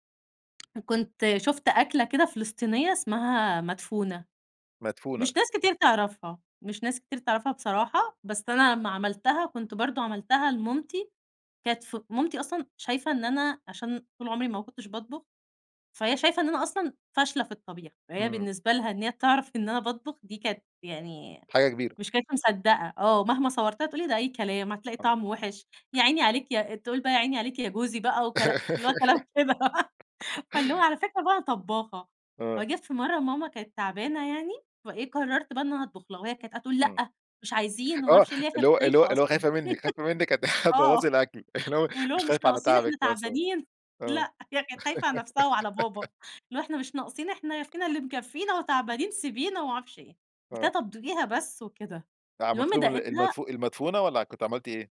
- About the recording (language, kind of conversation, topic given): Arabic, podcast, إيه أغرب تجربة في المطبخ عملتها بالصدفة وطلعت حلوة لدرجة إن الناس اتشكروا عليها؟
- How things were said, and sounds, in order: chuckle; laughing while speaking: "اللي هو كلام كده"; giggle; laugh; chuckle; giggle